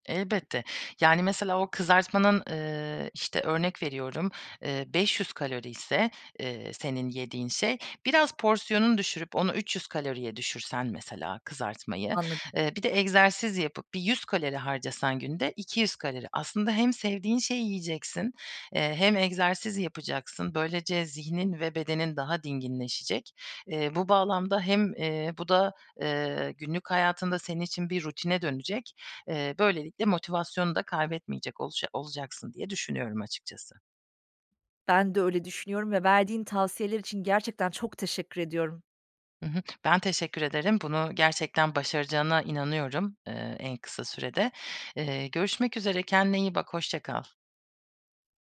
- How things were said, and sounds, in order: tapping; other background noise
- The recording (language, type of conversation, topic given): Turkish, advice, Kilo vermeye çalışırken neden sürekli motivasyon kaybı yaşıyorum?